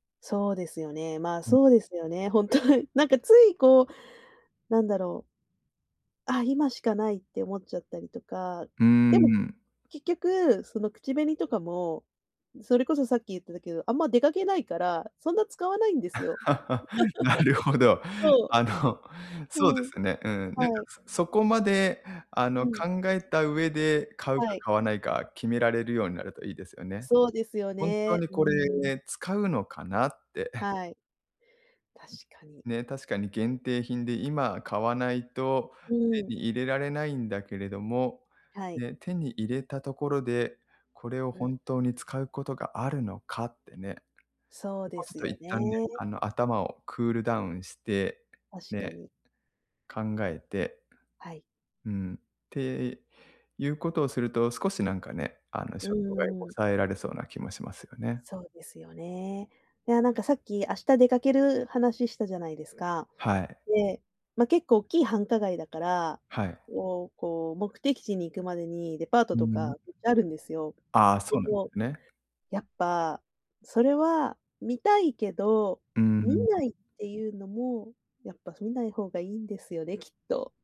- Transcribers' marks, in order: laughing while speaking: "本当に"; laugh; laughing while speaking: "なるほど。あの"; laugh; chuckle; other background noise; unintelligible speech; tapping
- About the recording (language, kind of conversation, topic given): Japanese, advice, 衝動買いを抑えて体験にお金を使うにはどうすればいいですか？